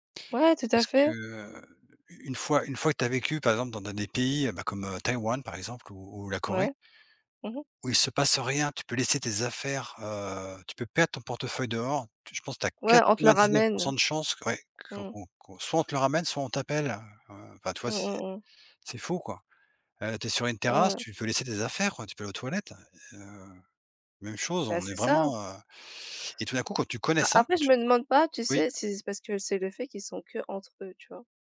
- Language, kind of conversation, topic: French, unstructured, Qu’est-ce qui te fait te sentir chez toi dans un endroit ?
- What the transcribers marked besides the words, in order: other background noise; tapping